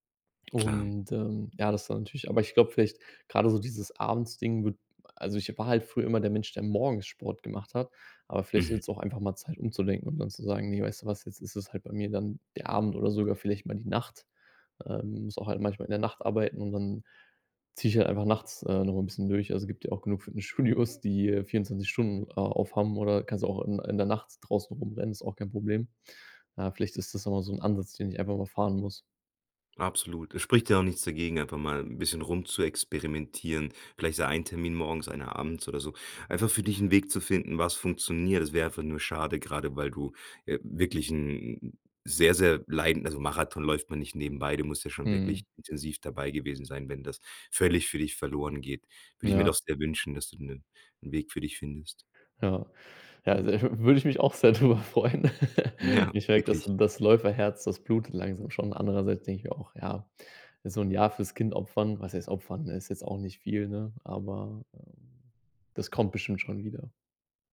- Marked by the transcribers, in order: tapping; laughing while speaking: "Fitnessstudios"; laughing while speaking: "drüber freuen"; chuckle; other background noise; laughing while speaking: "Ja"
- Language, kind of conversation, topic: German, advice, Wie kann ich mit einem schlechten Gewissen umgehen, wenn ich wegen der Arbeit Trainingseinheiten verpasse?